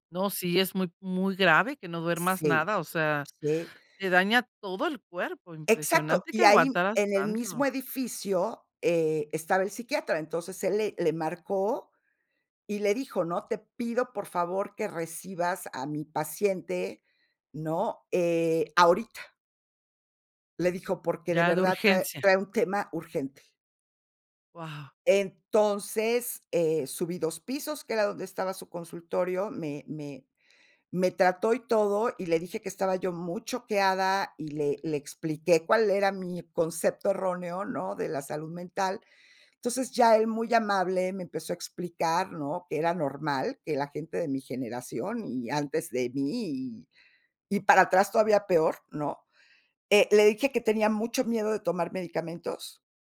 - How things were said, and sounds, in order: none
- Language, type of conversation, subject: Spanish, podcast, ¿Cuándo decides pedir ayuda profesional en lugar de a tus amigos?